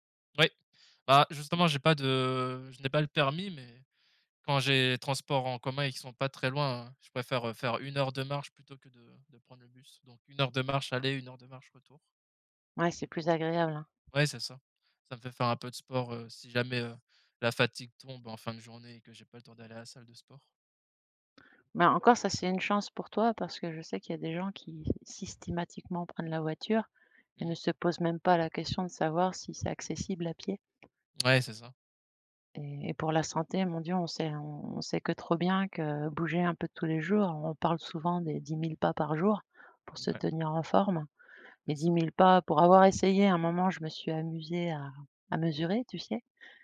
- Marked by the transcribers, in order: tapping; other background noise
- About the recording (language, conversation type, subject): French, unstructured, Quels sont les bienfaits surprenants de la marche quotidienne ?